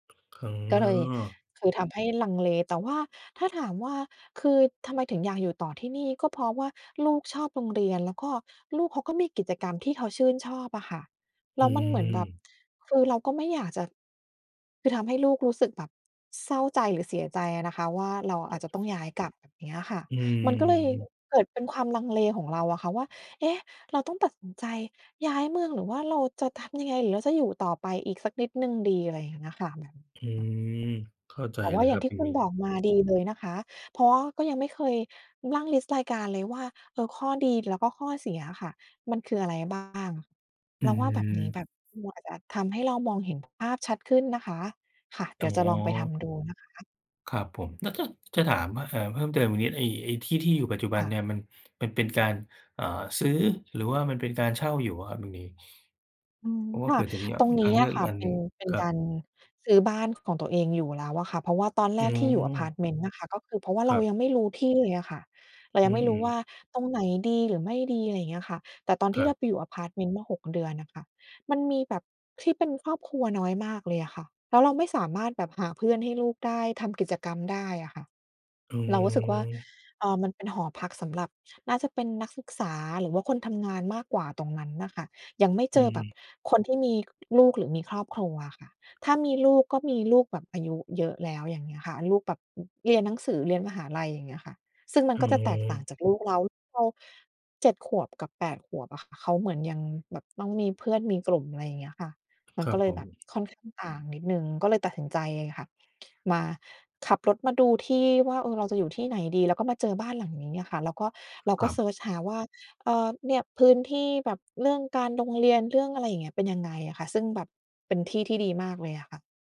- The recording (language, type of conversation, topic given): Thai, advice, ฉันควรย้ายเมืองหรืออยู่ต่อดี?
- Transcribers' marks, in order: tapping; other noise